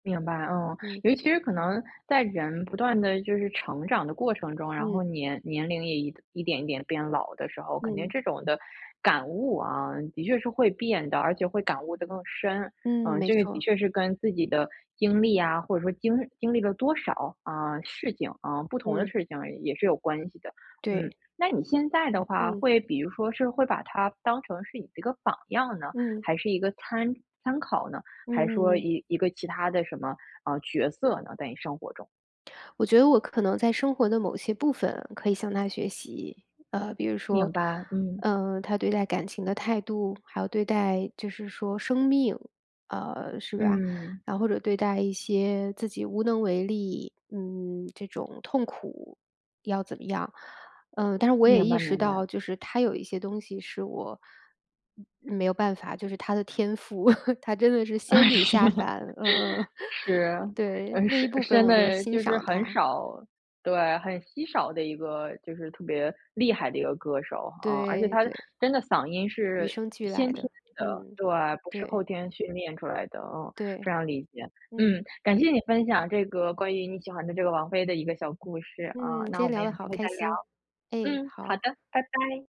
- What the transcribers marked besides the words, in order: chuckle; laughing while speaking: "啊，是"; chuckle
- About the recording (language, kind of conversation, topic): Chinese, podcast, 你最喜欢的网红是谁，为什么？